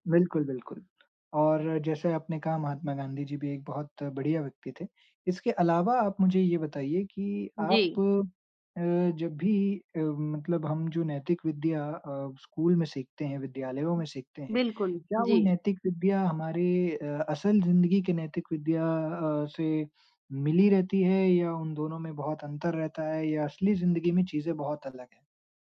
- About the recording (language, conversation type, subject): Hindi, unstructured, क्या आप मानते हैं कि सफलता पाने के लिए नैतिकता छोड़नी पड़ती है?
- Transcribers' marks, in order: tapping; other background noise